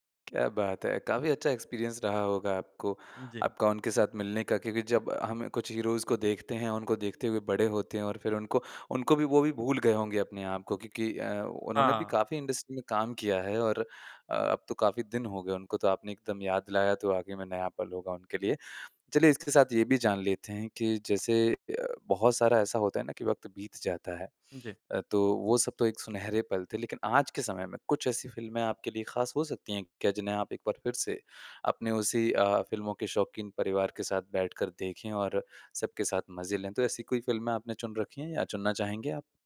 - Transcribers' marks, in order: in English: "एक्सपीरियंस"; in English: "हीरोज़"; tapping
- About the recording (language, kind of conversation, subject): Hindi, podcast, घर वालों के साथ आपने कौन सी फिल्म देखी थी जो आपको सबसे खास लगी?